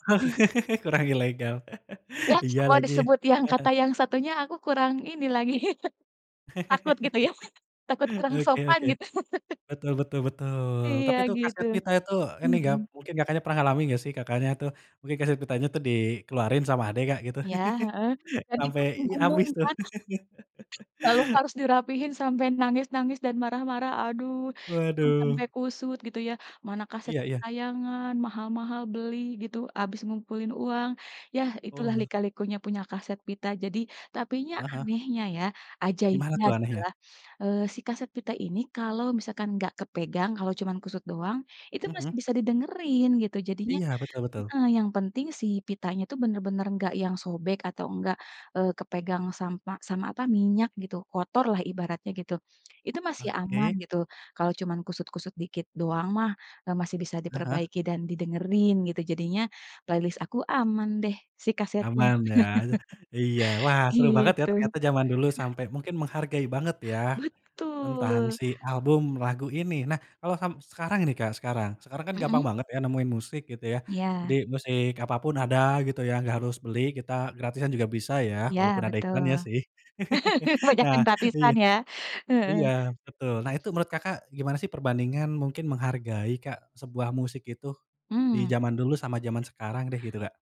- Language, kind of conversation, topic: Indonesian, podcast, Bagaimana layanan streaming memengaruhi cara kamu menemukan musik baru?
- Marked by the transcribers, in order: laugh; chuckle; chuckle; laugh; other background noise; chuckle; in English: "playlist"; chuckle; laugh; chuckle